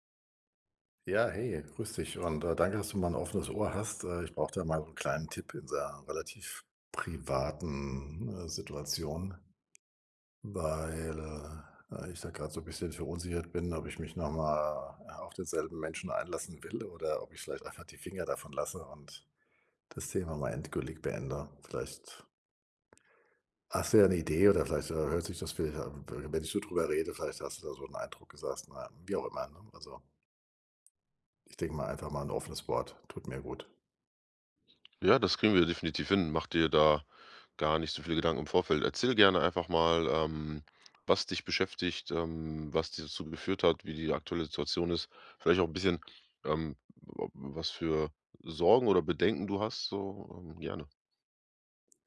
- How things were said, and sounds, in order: other background noise
- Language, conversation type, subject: German, advice, Bin ich emotional bereit für einen großen Neuanfang?
- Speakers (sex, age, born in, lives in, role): male, 30-34, Germany, Germany, advisor; male, 60-64, Germany, Germany, user